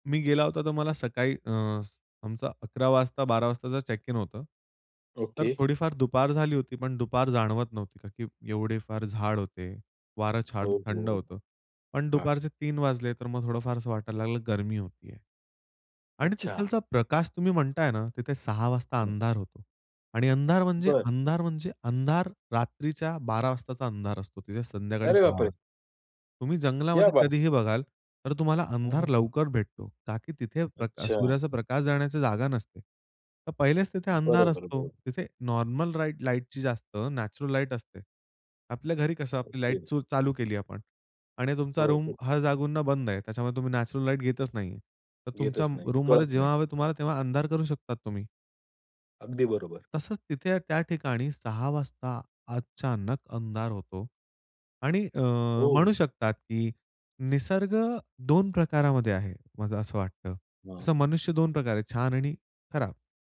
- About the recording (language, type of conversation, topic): Marathi, podcast, निसर्गाचा कोणता अनुभव तुम्हाला सर्वात जास्त विस्मयात टाकतो?
- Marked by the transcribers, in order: in English: "चेक इन"; other noise; tapping; surprised: "अरे बापरे!"; in Hindi: "क्या बात है!"; in English: "रूम"; "जागूंना" said as "जागांनी"; in English: "रूममध्ये"